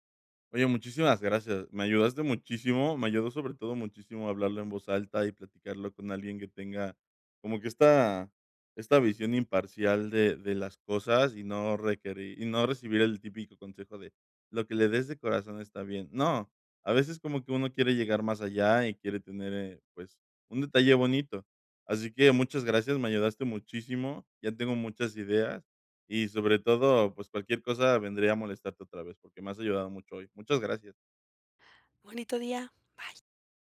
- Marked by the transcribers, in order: none
- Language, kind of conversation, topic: Spanish, advice, ¿Cómo puedo encontrar un regalo con significado para alguien especial?